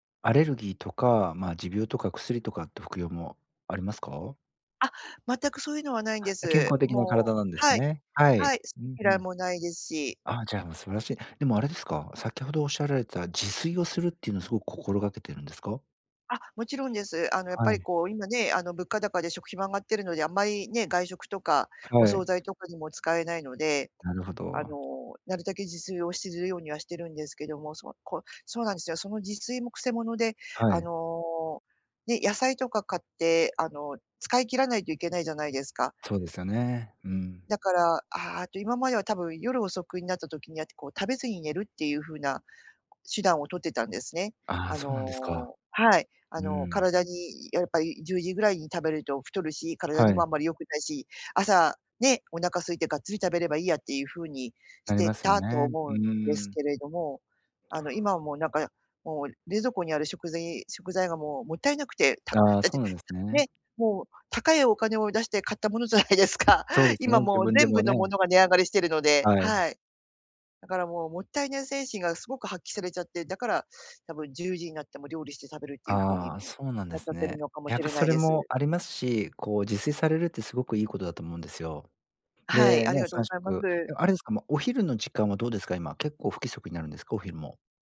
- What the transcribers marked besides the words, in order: laughing while speaking: "買ったものじゃないですか"
- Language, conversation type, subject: Japanese, advice, 食事の時間が不規則で体調を崩している